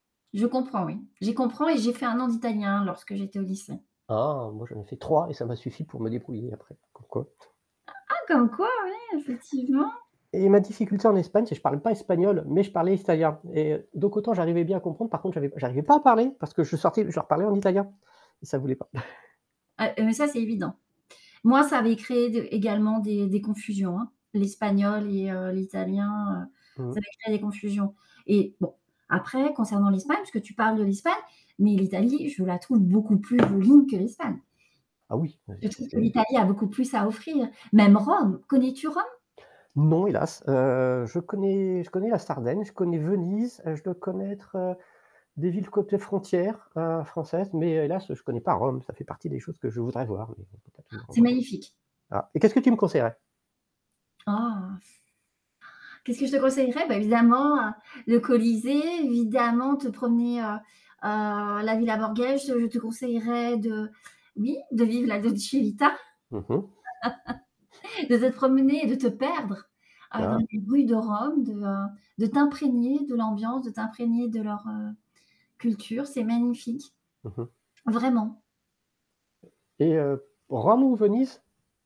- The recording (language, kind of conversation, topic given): French, unstructured, Quelle destination t’a le plus surpris par sa beauté ?
- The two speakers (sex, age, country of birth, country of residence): female, 45-49, France, France; male, 50-54, France, France
- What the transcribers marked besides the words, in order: stressed: "trois"; chuckle; anticipating: "Ah ! Comme quoi ouais, effectivement !"; static; "italien" said as "istalien"; chuckle; distorted speech; tapping; stressed: "Venise"; gasp; scoff; other noise; laughing while speaking: "Dolce Vita"; in Italian: "Dolce Vita"; laugh; other background noise; stressed: "perdre"